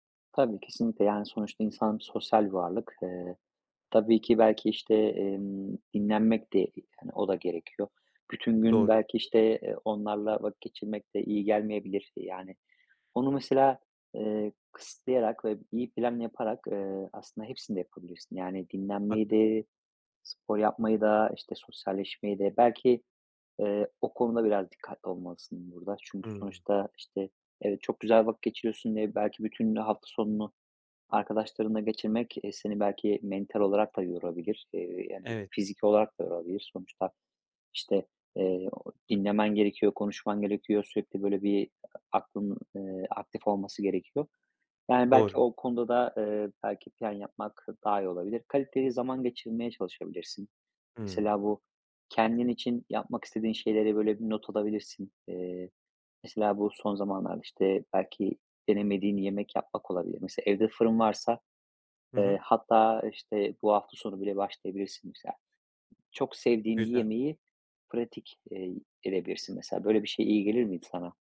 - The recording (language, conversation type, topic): Turkish, advice, Hafta sonlarımı dinlenmek ve enerji toplamak için nasıl düzenlemeliyim?
- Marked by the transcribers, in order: other background noise; unintelligible speech